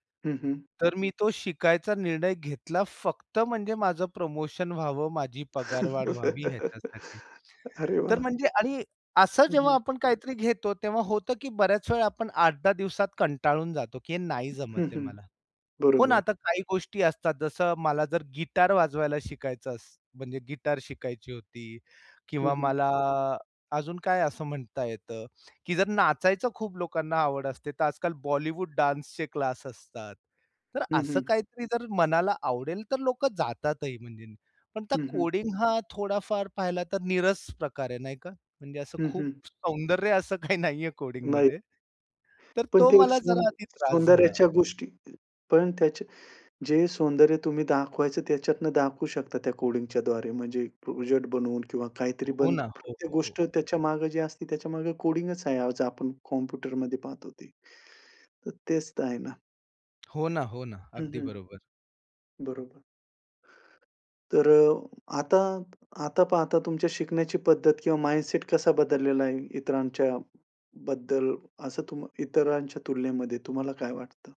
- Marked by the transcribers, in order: other background noise; tapping; laugh; other noise; laughing while speaking: "काही नाहीये"; in English: "माइंडसेट"
- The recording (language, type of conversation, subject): Marathi, podcast, एखादी गोष्ट तुम्ही पूर्णपणे स्वतःहून कशी शिकली?